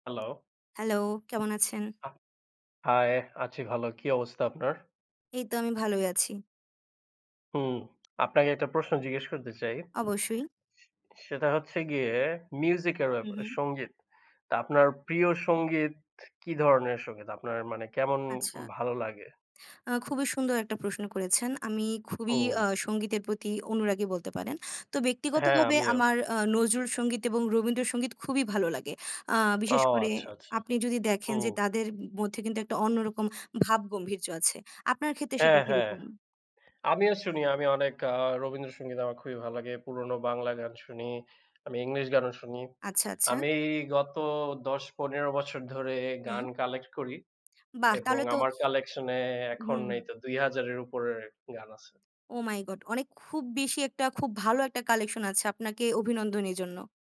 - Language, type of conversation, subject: Bengali, unstructured, আপনার প্রিয় সঙ্গীত শোনার অভিজ্ঞতা কেমন?
- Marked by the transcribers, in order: tapping; other noise; blowing; in English: "Oh my God!"